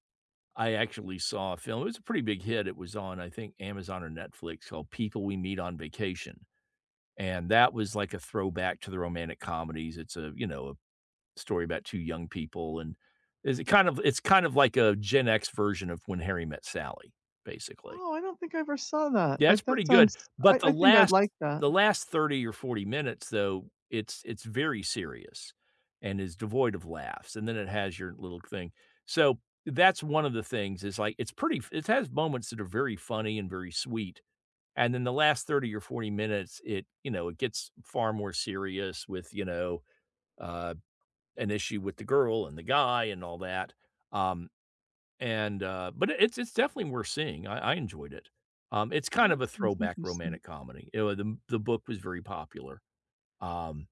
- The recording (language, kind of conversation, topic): English, unstructured, Which underrated film do you always recommend to friends, and what personal story makes you champion it?
- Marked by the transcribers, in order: none